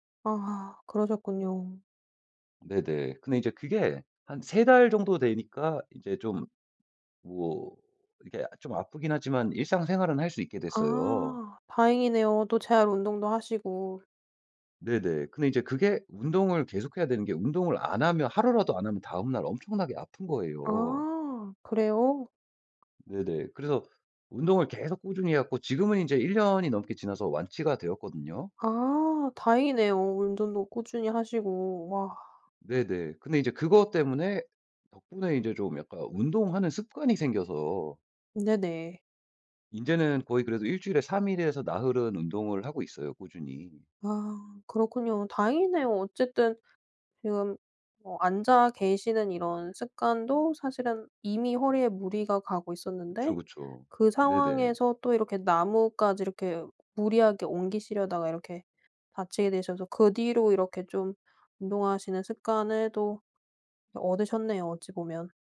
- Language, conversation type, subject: Korean, podcast, 잘못된 길에서 벗어나기 위해 처음으로 어떤 구체적인 행동을 하셨나요?
- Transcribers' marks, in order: tapping